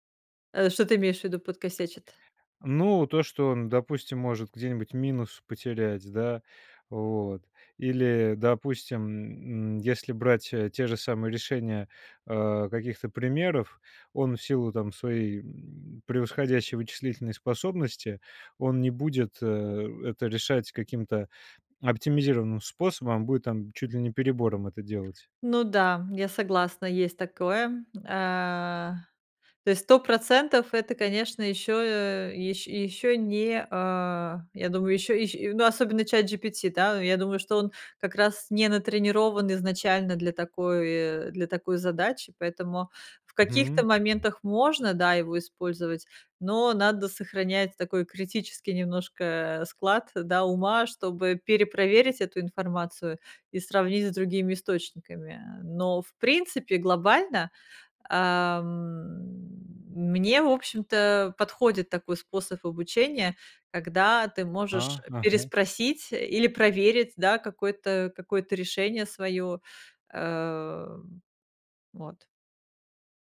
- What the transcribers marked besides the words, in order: other background noise; other noise
- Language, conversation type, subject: Russian, podcast, Где искать бесплатные возможности для обучения?